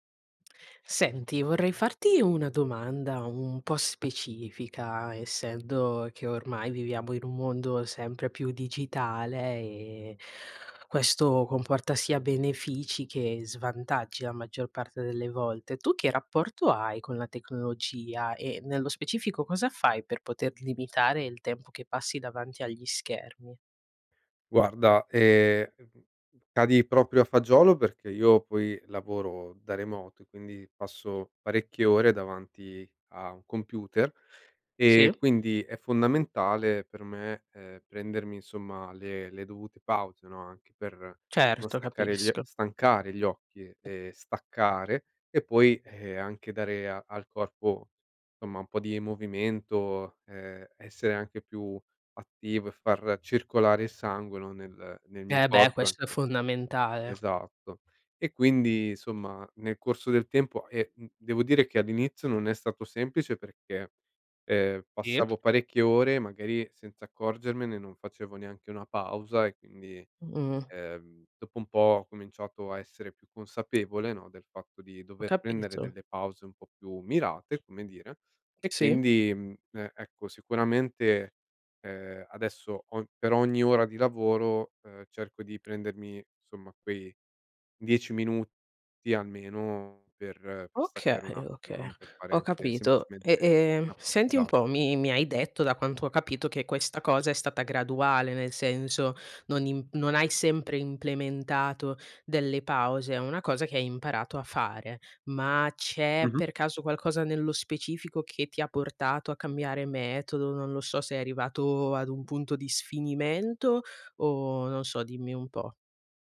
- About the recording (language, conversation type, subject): Italian, podcast, Cosa fai per limitare il tempo davanti agli schermi?
- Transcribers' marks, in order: tapping; lip smack